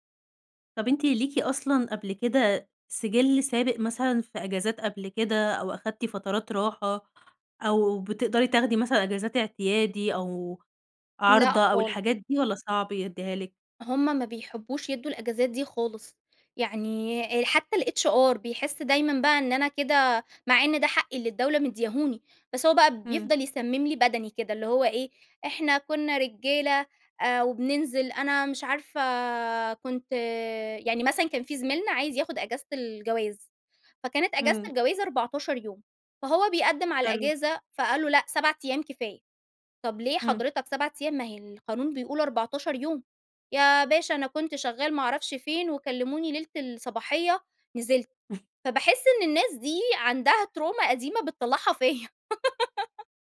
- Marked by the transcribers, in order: in English: "الHR"; other noise; in English: "ترومة"; laughing while speaking: "فيّا"; laugh
- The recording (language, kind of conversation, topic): Arabic, advice, إزاي أطلب راحة للتعافي من غير ما مديري يفتكر إن ده ضعف؟